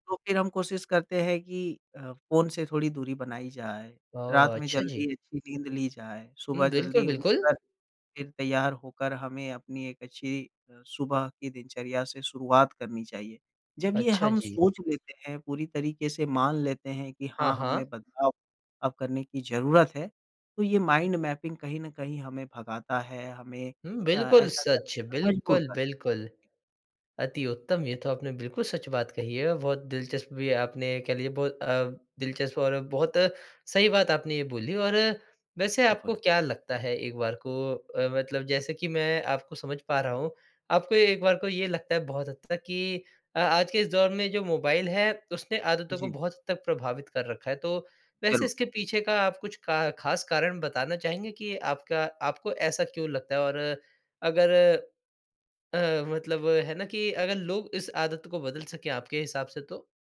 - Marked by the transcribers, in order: in English: "माइंड मैपिंग"; tapping
- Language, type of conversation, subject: Hindi, podcast, सुबह की आदतों ने तुम्हारी ज़िंदगी कैसे बदली है?